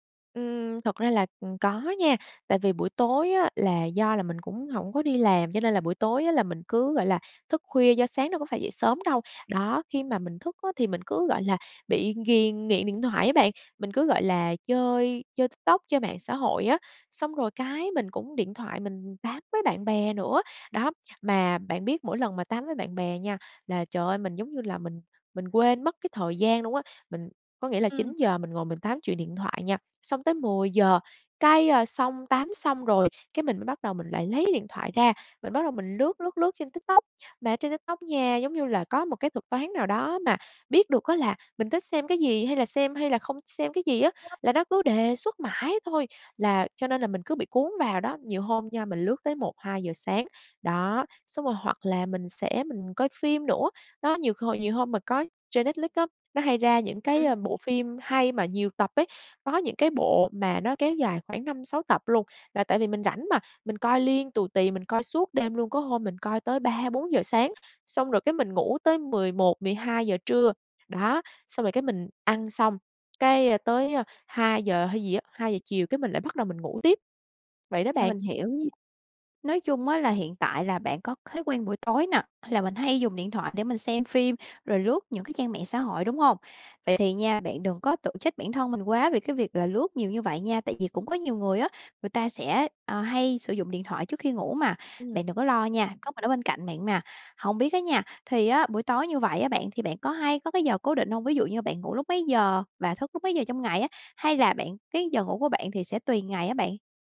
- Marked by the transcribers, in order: tapping; other background noise; "Netflix" said as "nét líc"
- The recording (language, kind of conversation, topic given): Vietnamese, advice, Ngủ trưa quá lâu có khiến bạn khó ngủ vào ban đêm không?